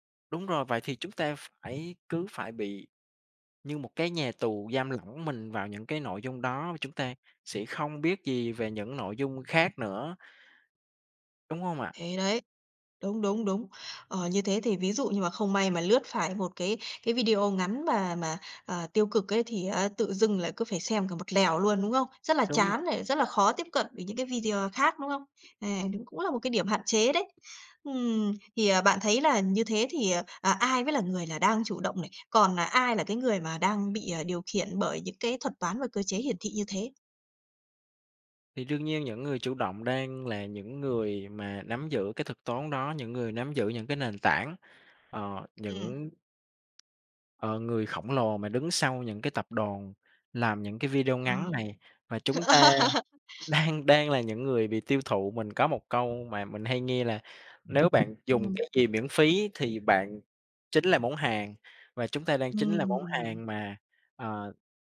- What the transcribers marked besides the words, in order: other background noise; tapping; laugh; laughing while speaking: "đang"
- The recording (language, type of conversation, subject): Vietnamese, podcast, Theo bạn, video ngắn đã thay đổi cách mình tiêu thụ nội dung như thế nào?